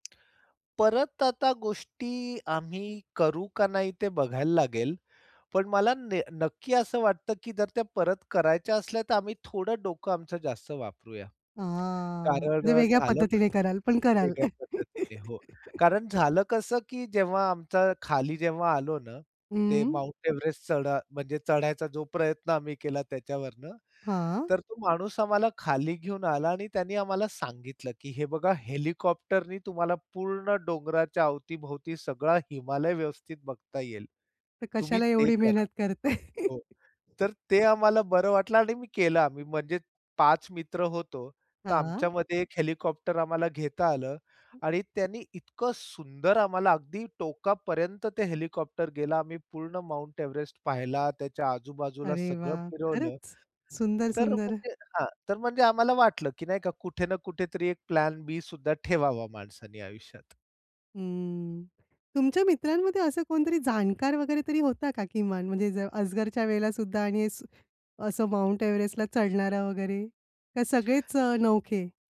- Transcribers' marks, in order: tapping; chuckle; laughing while speaking: "करते?"; chuckle; other noise; in English: "प्लॅन बीसुद्धा"
- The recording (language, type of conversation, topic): Marathi, podcast, तुमच्या आयुष्यातली सर्वात अविस्मरणीय साहसकथा कोणती आहे?